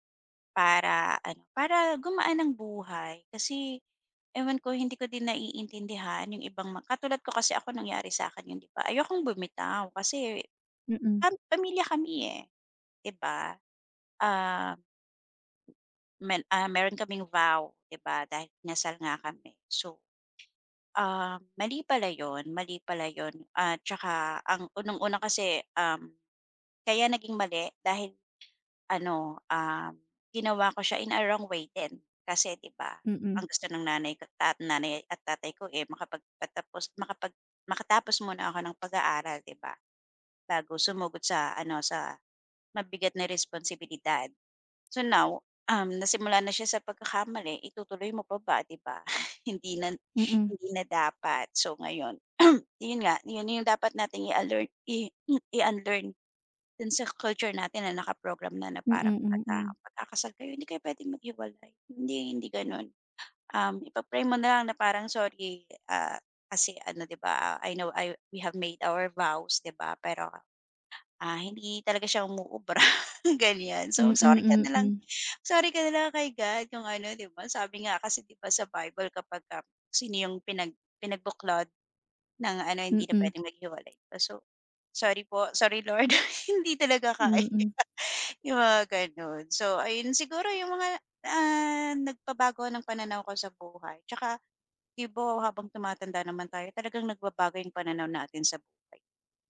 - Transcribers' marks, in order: other noise; in English: "in a wrong way"; chuckle; throat clearing; throat clearing; in English: "I know, I we have made our vows"; laughing while speaking: "umuubra"; laughing while speaking: "sorry Lord. Hindi talaga kaya"; laugh
- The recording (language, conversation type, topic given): Filipino, podcast, Ano ang nag-udyok sa iyo na baguhin ang pananaw mo tungkol sa pagkabigo?